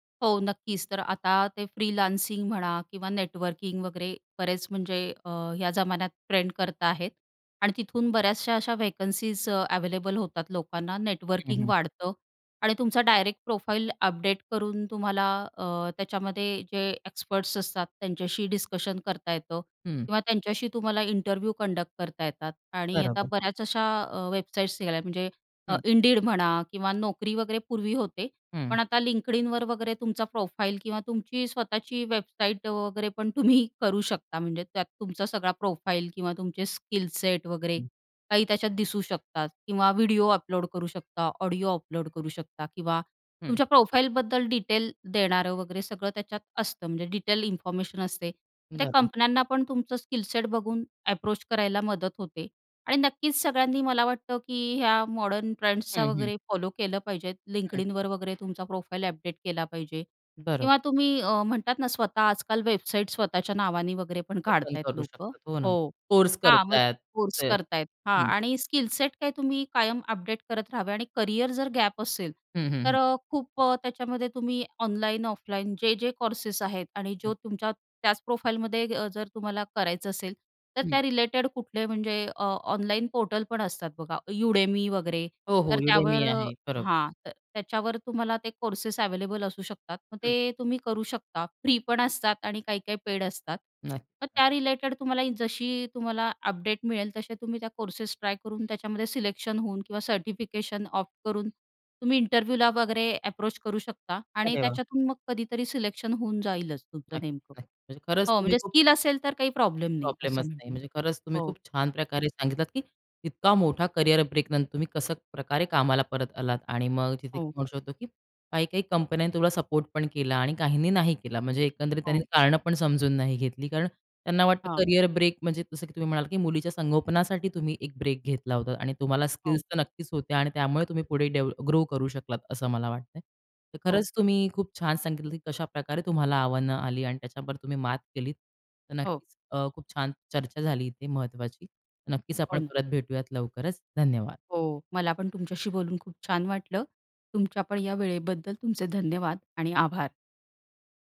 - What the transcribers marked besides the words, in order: in English: "फ्रीलानसिंग"; in English: "व्हेकन्सीज"; in English: "प्रोफाइल"; in English: "इंटरव्ह्यू कंडक्ट"; tapping; in English: "प्रोफाईल"; in English: "प्रोफाईल"; in English: "प्रोफाइलबद्दल"; in English: "एप्रोच"; in English: "प्रोफाईल"; in English: "प्रोफाईलमध्ये"; in English: "पोर्टल"; other noise; other background noise; in English: "ऑप्ट"; in English: "इंटरव्ह्यूला"; in English: "एप्रोच"
- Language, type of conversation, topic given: Marathi, podcast, करिअरमधील ब्रेकनंतर कामावर परत येताना तुम्हाला कोणती आव्हाने आली?